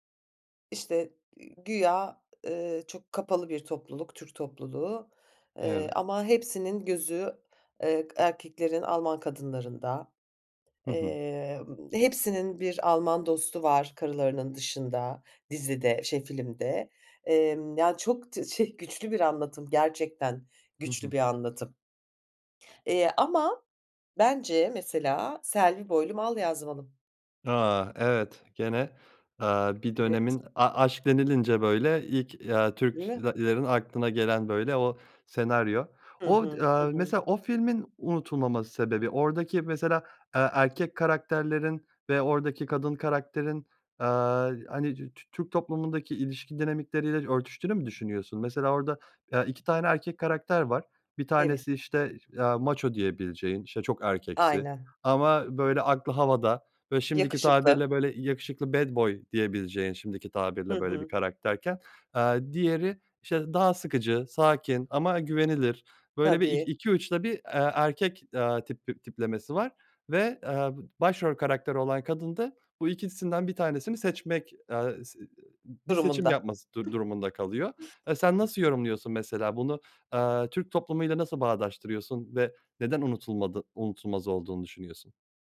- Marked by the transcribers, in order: tapping; other background noise; "Türklerin" said as "Türklelerin"; other noise; in English: "bad boy"; unintelligible speech
- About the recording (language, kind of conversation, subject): Turkish, podcast, Sence bazı filmler neden yıllar geçse de unutulmaz?